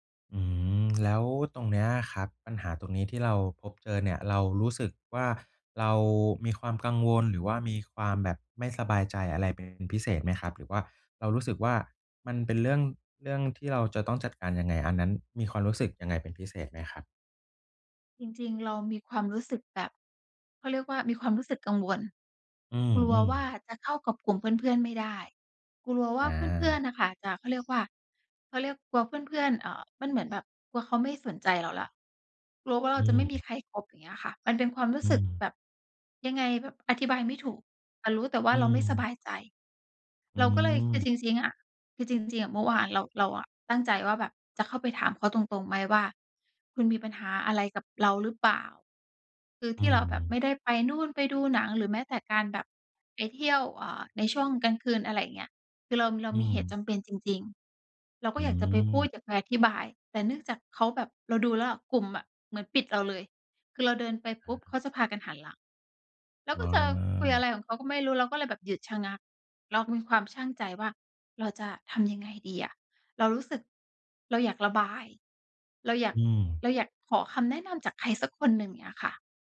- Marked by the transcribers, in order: none
- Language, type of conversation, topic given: Thai, advice, ฉันควรทำอย่างไรเมื่อรู้สึกโดดเดี่ยวเวลาอยู่ในกลุ่มเพื่อน?